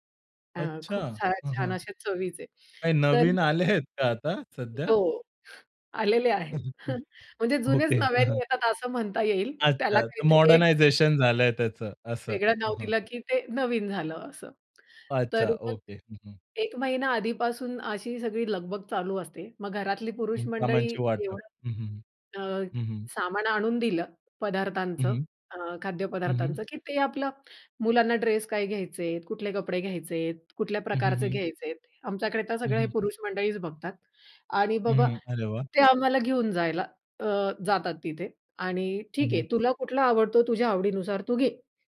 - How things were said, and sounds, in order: other background noise; laughing while speaking: "आले आहेत का आता"; in English: "मॉडर्नायझेशन"
- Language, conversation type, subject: Marathi, podcast, घरातील कामे कुटुंबातील सदस्यांमध्ये वाटून देताना तुम्ही व्यवस्था कशी करता?